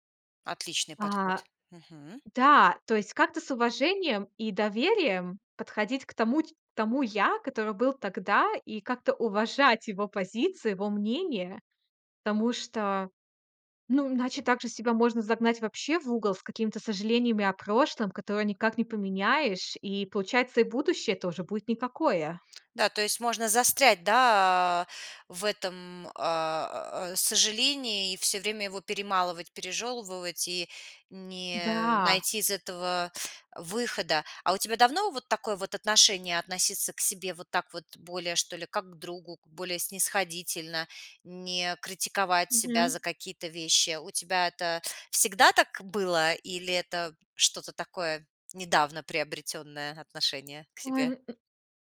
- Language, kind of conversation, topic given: Russian, podcast, Как перестать надолго застревать в сожалениях?
- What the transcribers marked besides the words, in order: "пережёвывать" said as "пережёлывывать"